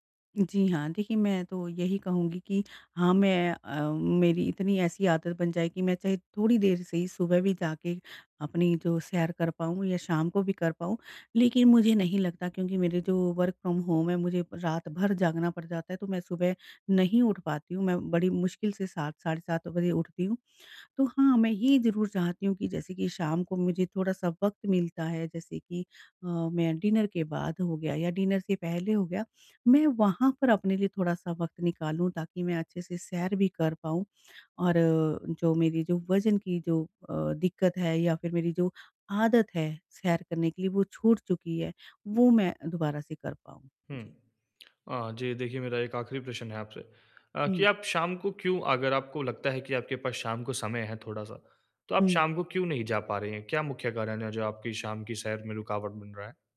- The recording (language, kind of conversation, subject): Hindi, advice, रुकावटों के बावजूद मैं अपनी नई आदत कैसे बनाए रखूँ?
- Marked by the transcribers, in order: in English: "वर्क़ फ्रॉम होम"; in English: "डिनर"; in English: "डिनर"